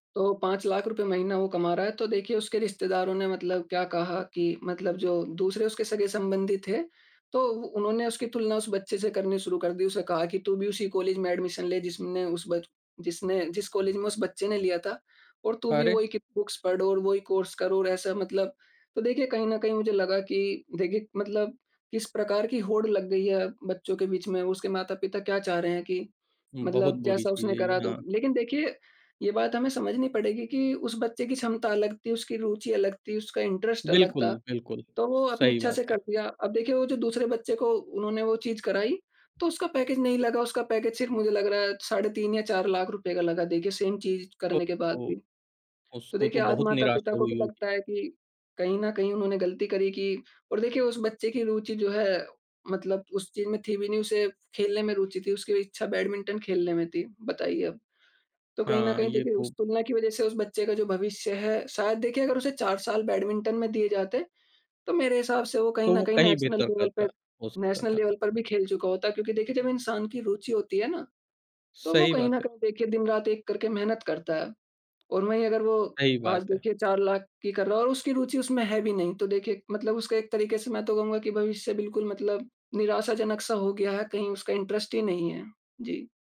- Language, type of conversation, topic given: Hindi, podcast, खुद की दूसरों से तुलना करने की आदत कैसे कम करें?
- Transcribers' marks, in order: in English: "एडमिशन"; in English: "बुक्स"; in English: "कोर्स"; in English: "इंटरेस्ट"; in English: "पैकेज"; in English: "सेम"; in English: "नेशनल लेवल"; in English: "नेशनल लेवल"; in English: "इंटरेस्ट"